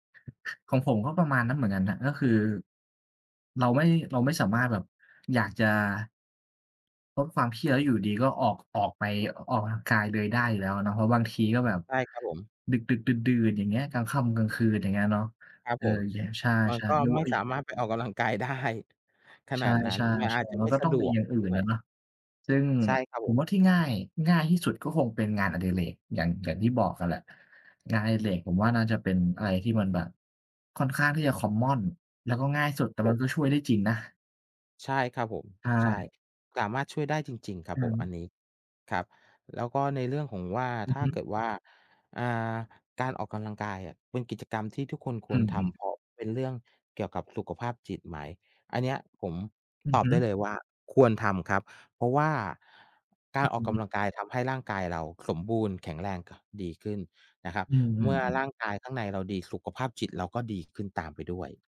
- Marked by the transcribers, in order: other noise; laughing while speaking: "ได้"; in English: "คอมมอน"
- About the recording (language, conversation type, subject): Thai, unstructured, การออกกำลังกายช่วยลดความเครียดได้จริงไหม?